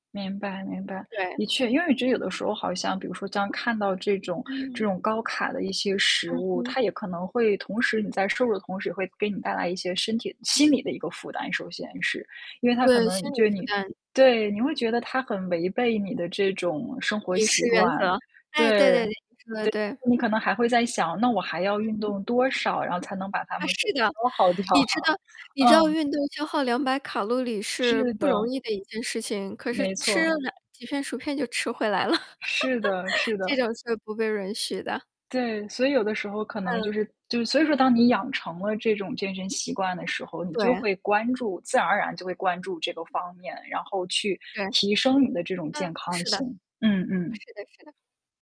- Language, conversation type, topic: Chinese, unstructured, 你如何看待健康饮食与生活质量之间的关系？
- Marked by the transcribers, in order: distorted speech; other background noise; tapping; laughing while speaking: "掉？"; other noise; laugh